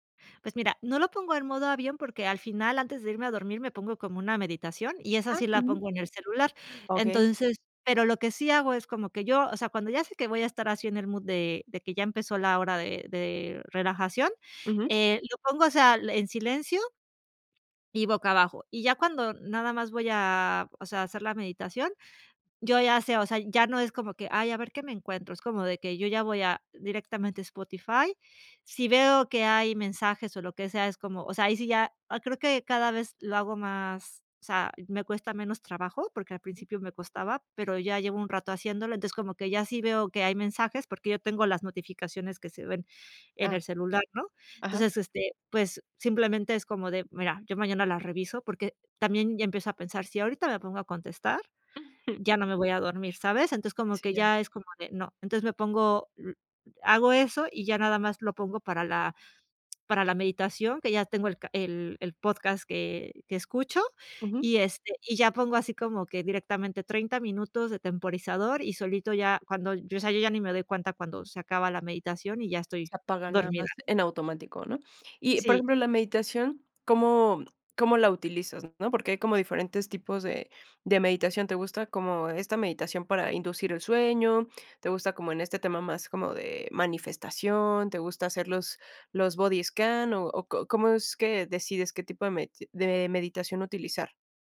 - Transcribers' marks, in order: none
- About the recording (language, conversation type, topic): Spanish, podcast, ¿Qué te ayuda a dormir mejor cuando la cabeza no para?